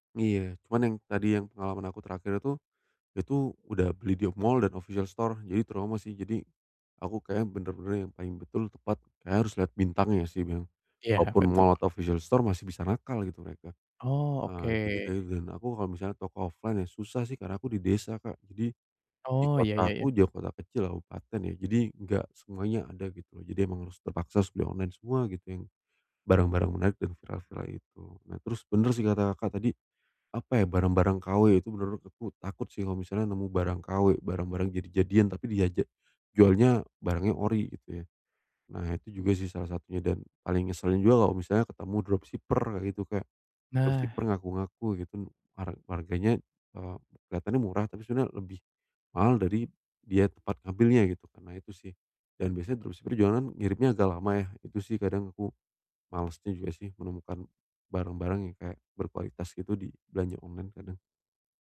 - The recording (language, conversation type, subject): Indonesian, advice, Bagaimana cara mengetahui kualitas barang saat berbelanja?
- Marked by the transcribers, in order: in English: "official store"; other background noise; in English: "official store"; in English: "offline"; tapping; in English: "dropshipper"; in English: "Dropshipper"; in English: "dropshipper"